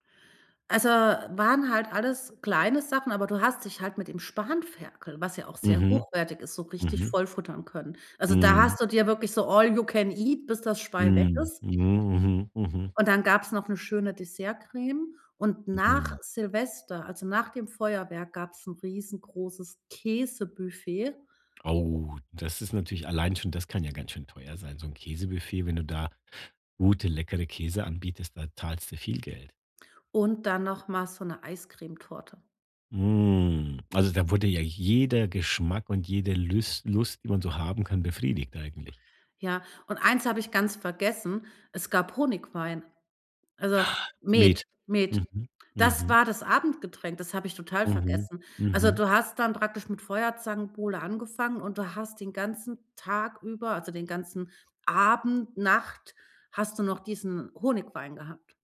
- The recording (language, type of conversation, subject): German, podcast, Was war dein liebstes Festessen, und warum war es so besonders?
- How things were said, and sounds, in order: other background noise; drawn out: "Mm"